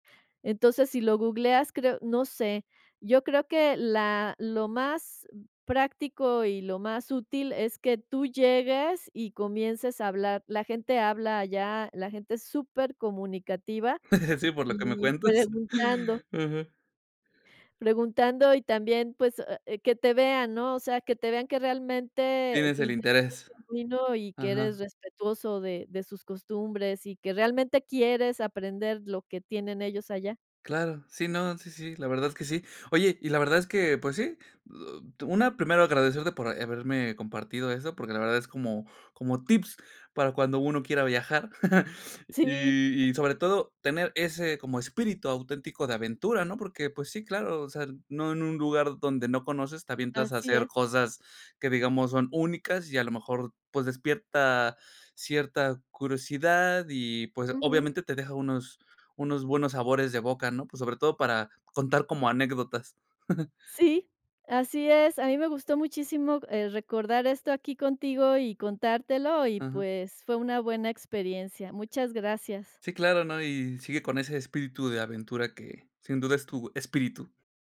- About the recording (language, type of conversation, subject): Spanish, podcast, ¿Alguna vez te han recomendado algo que solo conocen los locales?
- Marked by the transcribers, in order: laughing while speaking: "Sí, por lo que me cuentas"; chuckle; chuckle